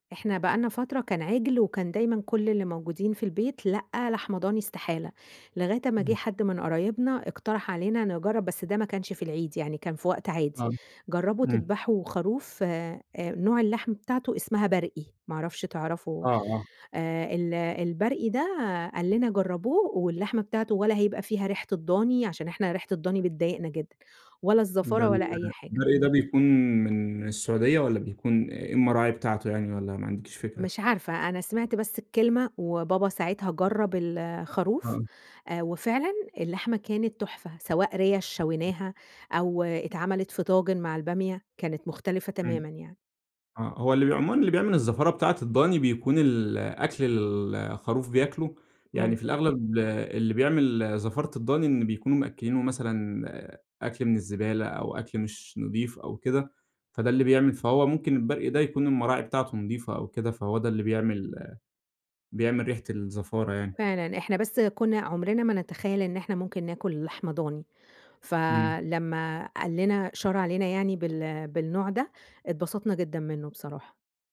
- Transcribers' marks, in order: tapping; other background noise
- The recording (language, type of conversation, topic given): Arabic, podcast, إيه أكتر ذكرى ليك مرتبطة بأكلة بتحبها؟